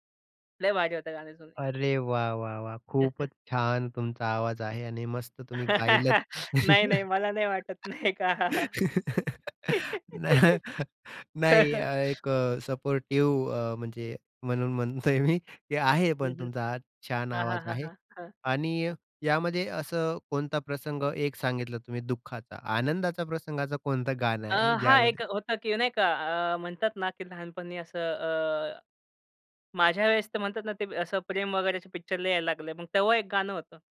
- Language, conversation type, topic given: Marathi, podcast, तुमच्या आयुष्यात वारंवार ऐकली जाणारी जुनी गाणी कोणती आहेत?
- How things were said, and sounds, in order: chuckle; laugh; laugh; giggle; in English: "सपोर्टिव्ह"; laughing while speaking: "म्हणून म्हणतोय मी"; laugh